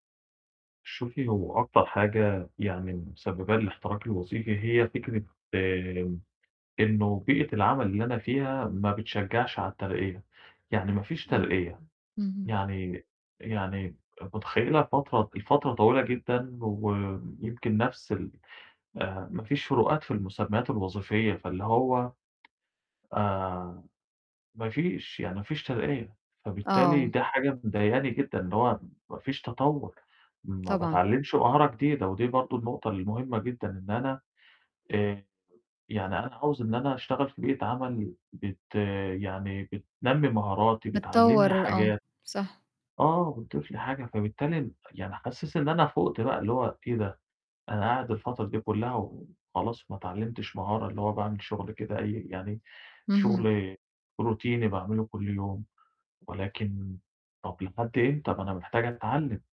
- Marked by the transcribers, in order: other noise; tapping; distorted speech; in English: "روتيني"
- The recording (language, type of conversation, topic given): Arabic, advice, إزاي أقدر أتغلب على خوفي من الرجوع للشغل بعد ما حصلي احتراق وظيفي؟